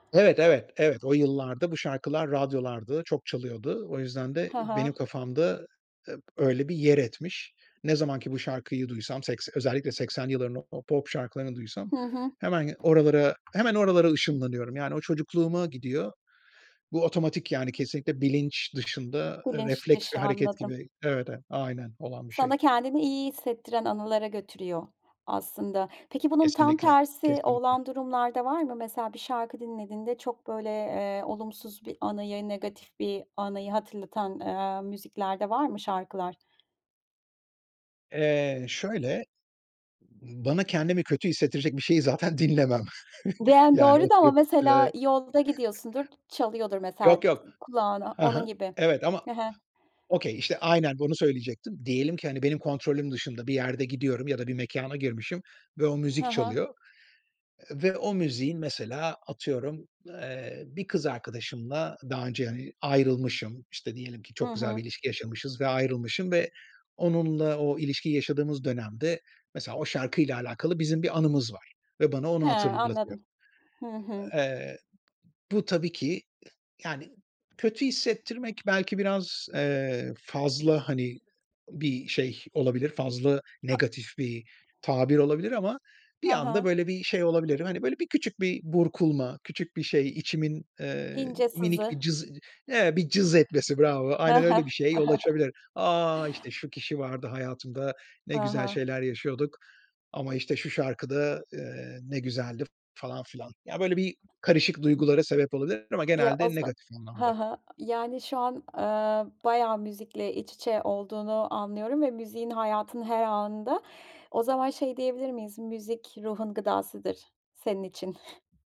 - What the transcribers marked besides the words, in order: other background noise; tapping; laughing while speaking: "dinlemem"; chuckle; in English: "okay"; giggle
- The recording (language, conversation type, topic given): Turkish, podcast, Müziği ruh halinin bir parçası olarak kullanır mısın?